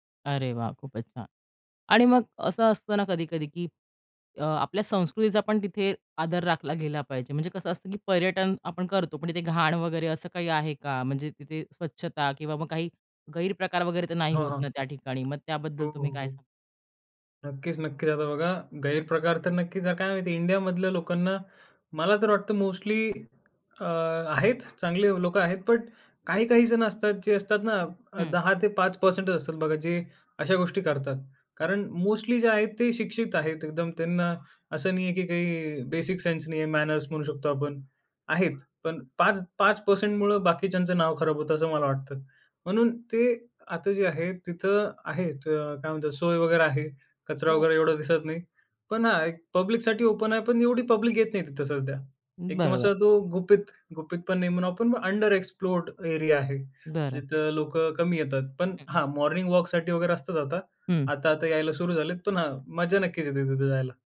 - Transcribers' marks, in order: tapping; in English: "बेसिक सेन्स"; in English: "पब्लिकसाठी ओपन"; in English: "पब्लिक"; horn; in English: "अंडर एक्सप्लोर्ड एरिया"; other background noise; in English: "मॉर्निंग वॉकसाठी"
- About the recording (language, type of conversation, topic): Marathi, podcast, शहरातील लपलेली ठिकाणे तुम्ही कशी शोधता?